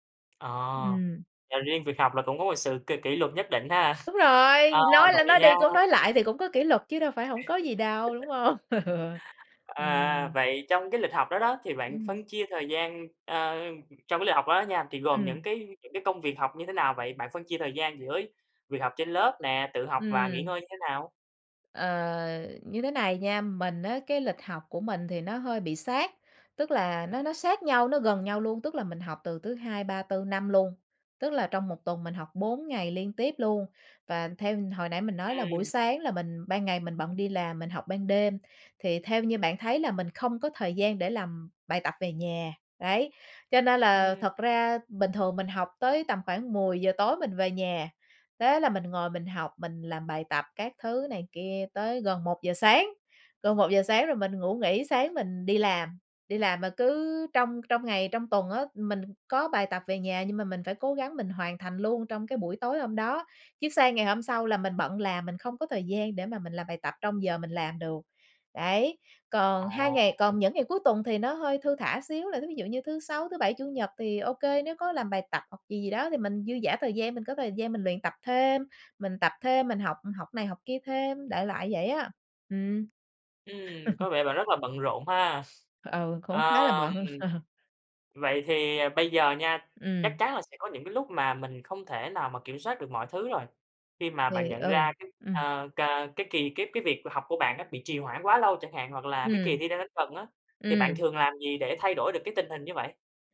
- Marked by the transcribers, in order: chuckle; laughing while speaking: "hông? Ừ"; tapping; other background noise; laugh; chuckle; chuckle
- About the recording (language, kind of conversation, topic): Vietnamese, podcast, Bạn quản lý thời gian học như thế nào?